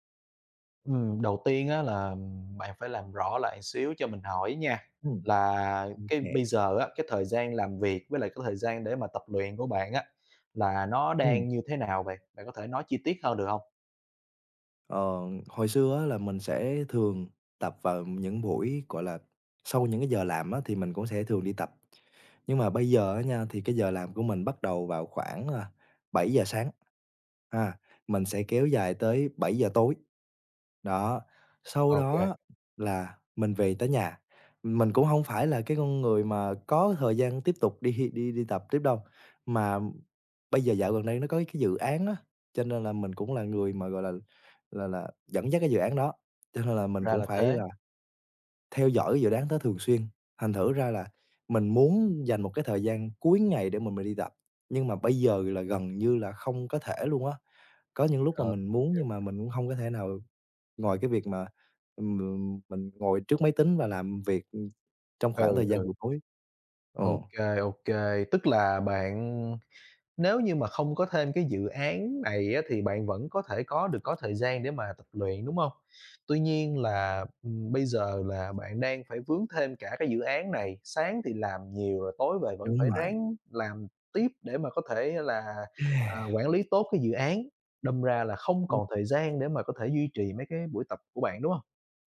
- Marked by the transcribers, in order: tapping; other background noise; laughing while speaking: "đi"; sigh
- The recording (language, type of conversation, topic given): Vietnamese, advice, Làm sao duy trì tập luyện đều đặn khi lịch làm việc quá bận?
- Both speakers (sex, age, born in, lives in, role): male, 20-24, Vietnam, Vietnam, user; male, 25-29, Vietnam, Vietnam, advisor